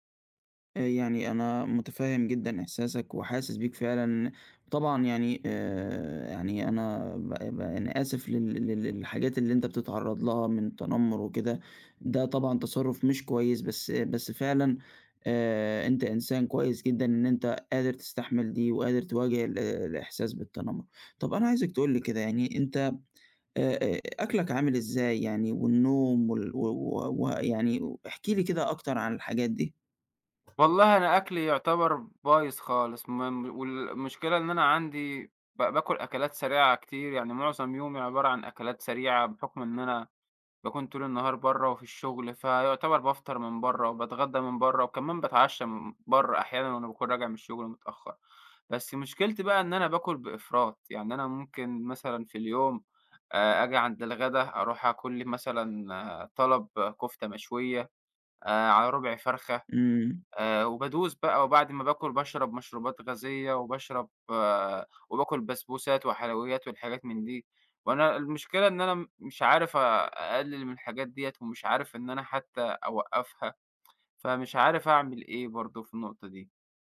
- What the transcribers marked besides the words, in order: tapping
- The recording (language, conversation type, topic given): Arabic, advice, إزاي أوازن بين تمرين بناء العضلات وخسارة الوزن؟